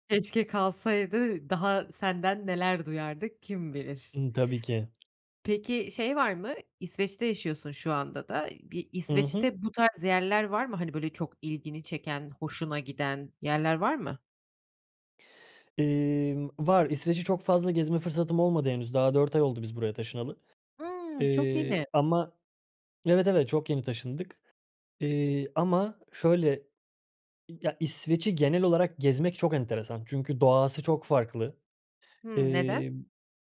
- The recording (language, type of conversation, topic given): Turkish, podcast, Küçük adımlarla sosyal hayatımızı nasıl canlandırabiliriz?
- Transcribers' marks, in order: tapping; other background noise